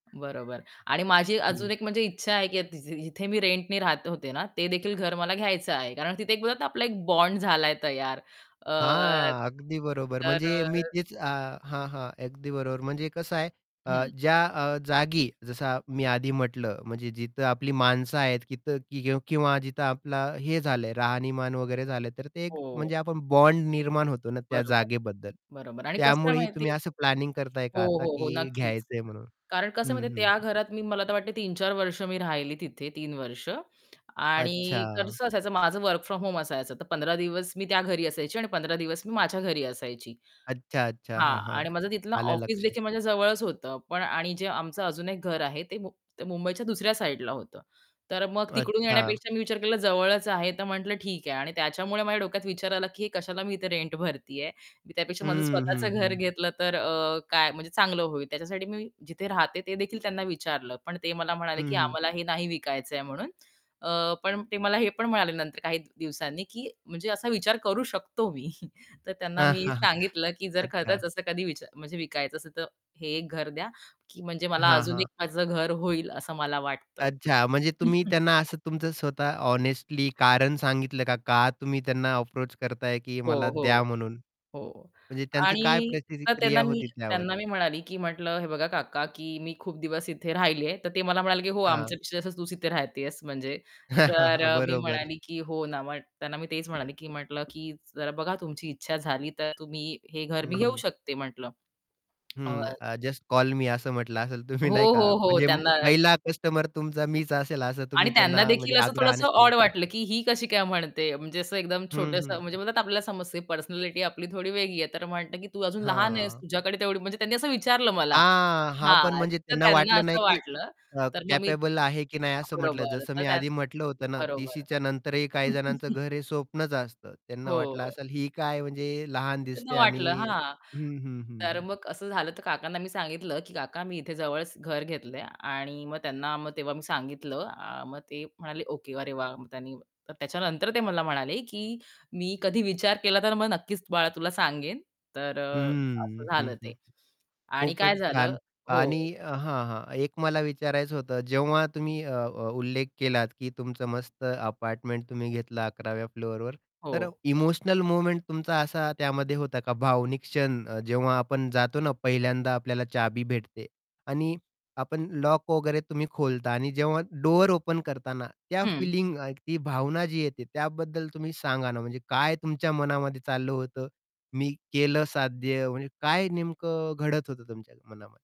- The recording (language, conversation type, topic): Marathi, podcast, पहिलं स्वतःचं घर घेतल्याचा अनुभव तुम्ही सांगाल का?
- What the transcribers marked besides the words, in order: other background noise; "तिथं" said as "किथं"; static; in English: "प्लॅनिंग"; distorted speech; in English: "वर्क फ्रॉम होम"; laughing while speaking: "हां, हां"; chuckle; chuckle; tapping; in English: "अप्रोच"; "प्रतिक्रिया" said as "प्रतितीक्रिया"; laugh; in English: "अ, जस्ट कॉल मी"; laughing while speaking: "तुम्ही"; in English: "पर्सनॅलिटी"; chuckle; in English: "मोमेंट"; in English: "ओपन"